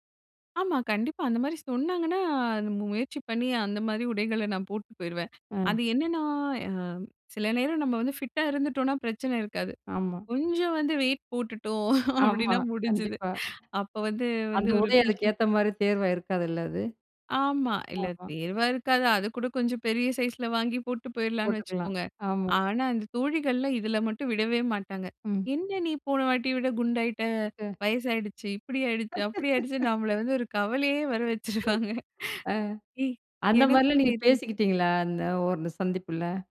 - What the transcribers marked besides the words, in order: in English: "ஃபிட்டா"; laughing while speaking: "வெயிட் போட்டுட்டோம் அப்டின்னா முடிஞ்சுது"; tapping; unintelligible speech; laugh; laughing while speaking: "நம்மள வந்து ஒரு கவலையே வர வச்சுருவாங்க"; chuckle
- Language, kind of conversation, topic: Tamil, podcast, நண்பர்களைச் சந்திக்கும்போது நீங்கள் பொதுவாக எப்படியான உடை அணிவீர்கள்?